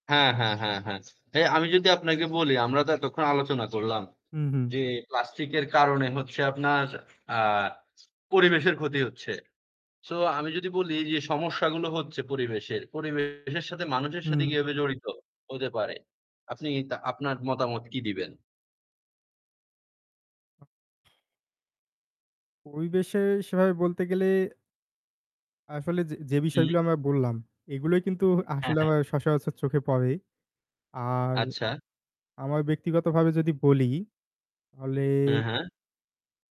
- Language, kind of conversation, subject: Bengali, unstructured, প্লাস্টিক দূষণ আমাদের পরিবেশে কী প্রভাব ফেলে?
- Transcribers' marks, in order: other background noise; static; distorted speech; "সচরাচর" said as "সসরাচর"; "তাহলে" said as "আহলে"